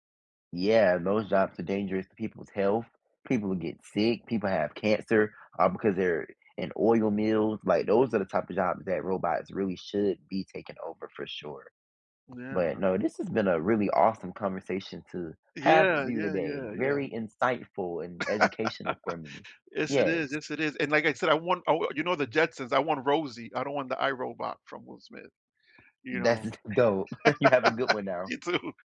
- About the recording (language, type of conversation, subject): English, unstructured, What impact do you think robots will have on jobs?
- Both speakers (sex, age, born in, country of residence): male, 18-19, United States, United States; male, 40-44, United States, United States
- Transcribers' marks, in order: tapping; other background noise; laugh; laughing while speaking: "dope"; chuckle; laugh; laughing while speaking: "too"